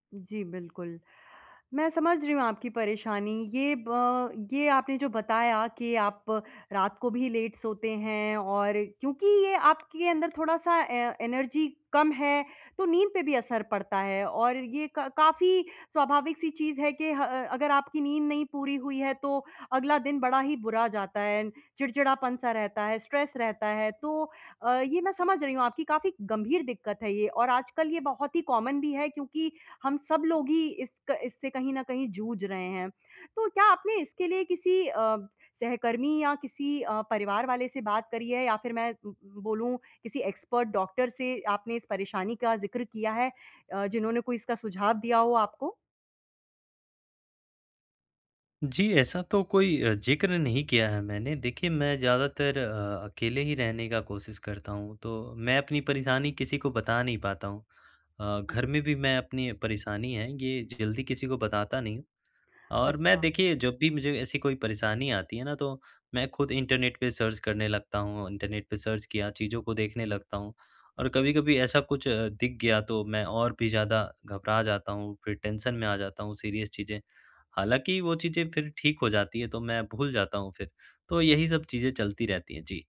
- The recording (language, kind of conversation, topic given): Hindi, advice, आपको काम के दौरान थकान और ऊर्जा की कमी कब से महसूस हो रही है?
- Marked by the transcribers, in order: in English: "लेट"; tapping; in English: "ए एनर्जी"; in English: "स्ट्रेस"; in English: "कॉमन"; horn; other noise; in English: "एक्सपर्ट"; in English: "सर्च"; in English: "सर्च"; in English: "टेंशन"; in English: "सीरियस"